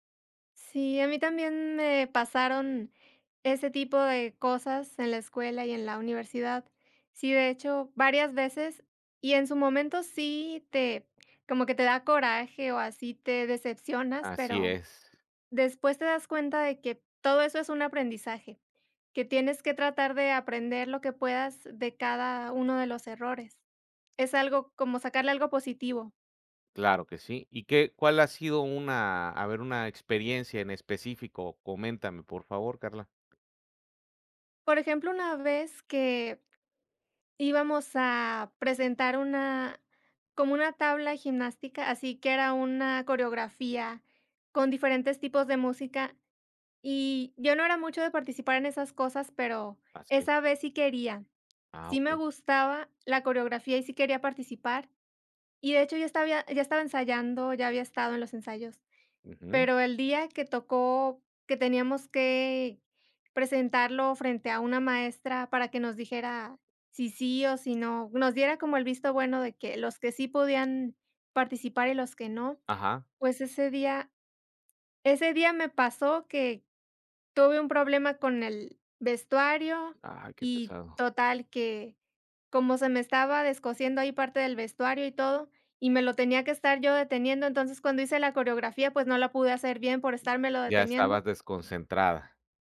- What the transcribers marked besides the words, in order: none
- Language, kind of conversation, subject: Spanish, unstructured, ¿Alguna vez has sentido que la escuela te hizo sentir menos por tus errores?